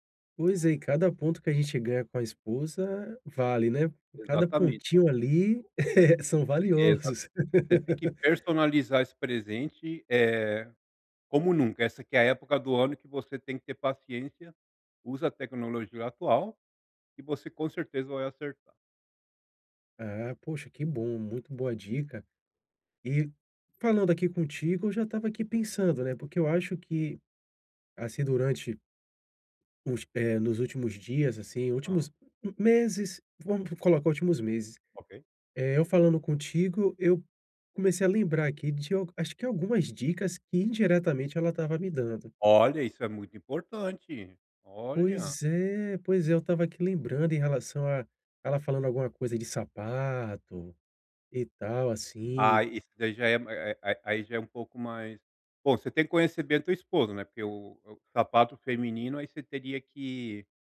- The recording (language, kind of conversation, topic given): Portuguese, advice, Como posso encontrar um presente bom e adequado para alguém?
- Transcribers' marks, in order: chuckle; laugh; unintelligible speech